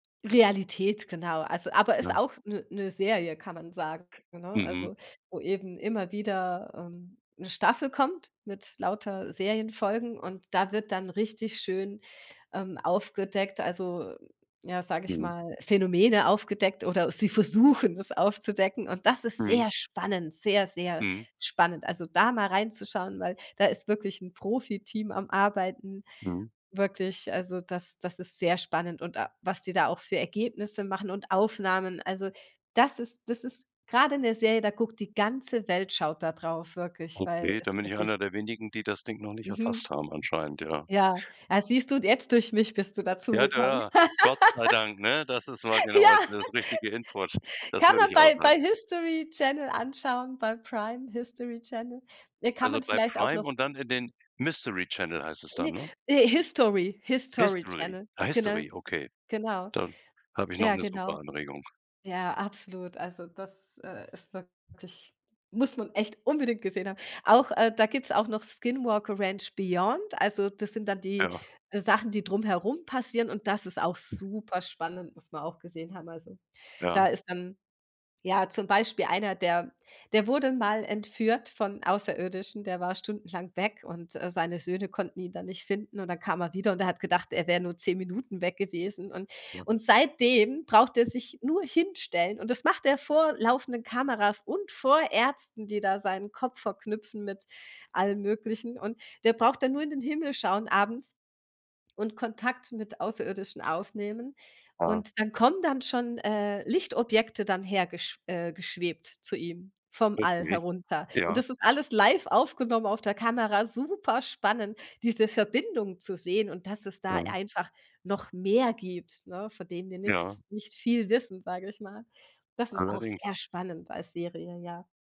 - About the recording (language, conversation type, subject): German, podcast, Welche Serie empfiehlst du gerade und warum?
- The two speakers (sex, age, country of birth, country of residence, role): female, 40-44, Germany, Germany, guest; male, 65-69, Germany, Germany, host
- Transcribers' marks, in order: laugh; laughing while speaking: "Ja"; laugh; other background noise; stressed: "superspannend"; tapping; stressed: "Superspannend"